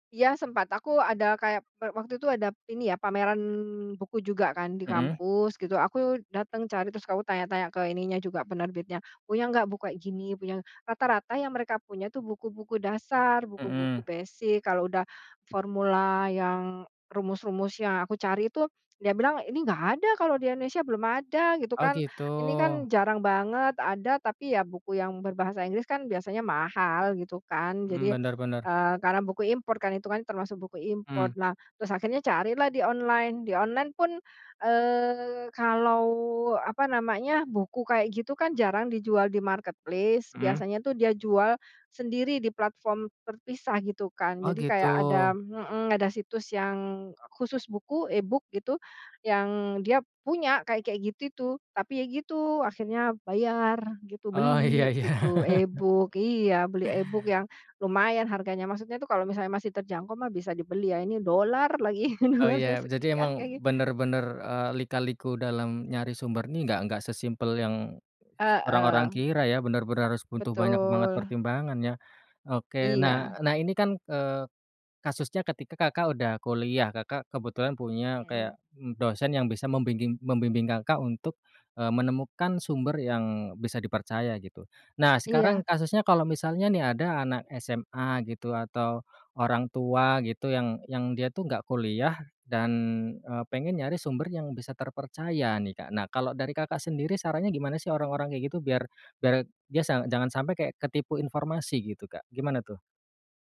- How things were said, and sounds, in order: in English: "online"; in English: "online"; in English: "marketplace"; tapping; in English: "e-book"; in English: "e-book"; laughing while speaking: "iya iya"; in English: "e-book"; chuckle
- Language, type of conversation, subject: Indonesian, podcast, Bagaimana kamu memilih sumber belajar yang dapat dipercaya?